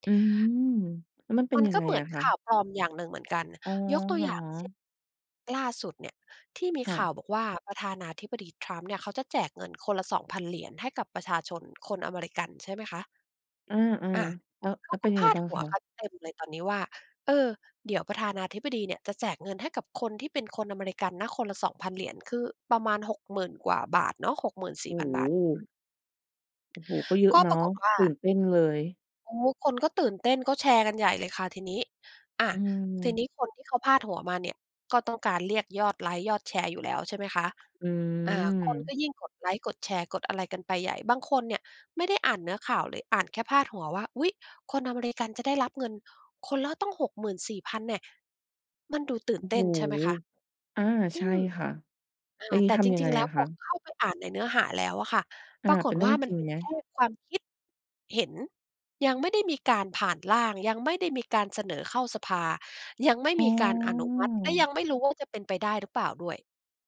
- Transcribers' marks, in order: none
- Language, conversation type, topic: Thai, podcast, เวลาเจอข่าวปลอม คุณทำอะไรเป็นอย่างแรก?